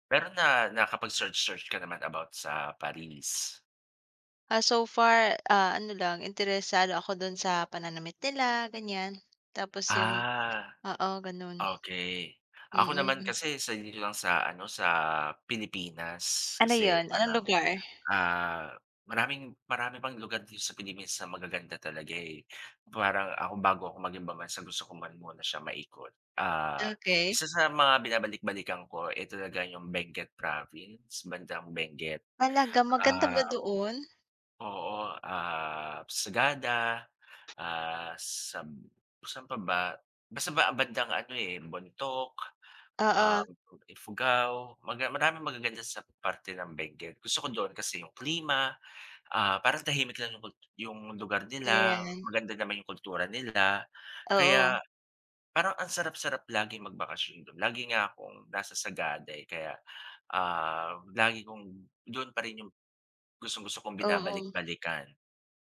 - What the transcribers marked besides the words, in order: other noise; background speech; other background noise; exhale; joyful: "Talaga, maganda ba doon?"; tapping
- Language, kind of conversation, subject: Filipino, unstructured, Saan mo gustong magbakasyon kung magkakaroon ka ng pagkakataon?